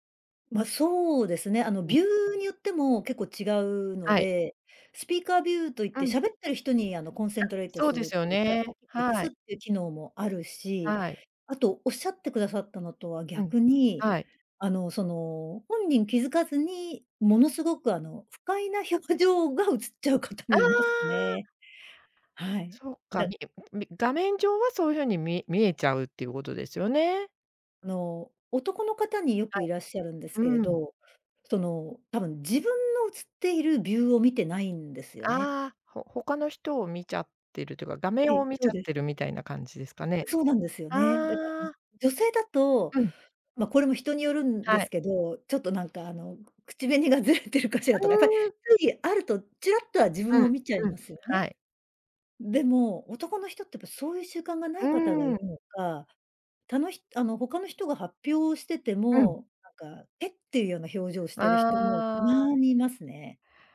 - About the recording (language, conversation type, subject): Japanese, podcast, リモートワークで一番困ったことは何でしたか？
- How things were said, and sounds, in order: in English: "スピーカービュー"; in English: "コンセントレート"; laughing while speaking: "表情が映っちゃう方もいますね"; other background noise; laughing while speaking: "ずれてるかしらとか、かい"